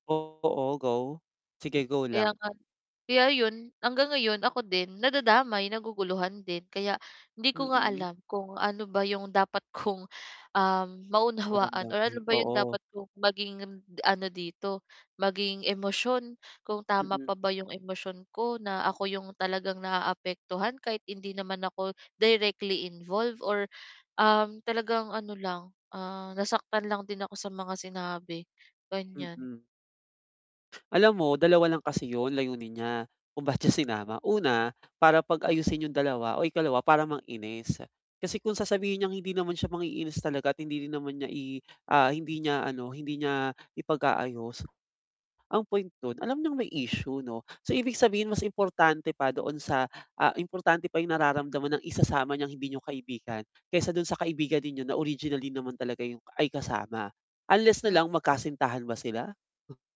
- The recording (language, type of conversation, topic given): Filipino, advice, Paano ko mas mauunawaan at matutukoy ang tamang tawag sa mga damdaming nararamdaman ko?
- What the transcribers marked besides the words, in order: distorted speech; scoff; tapping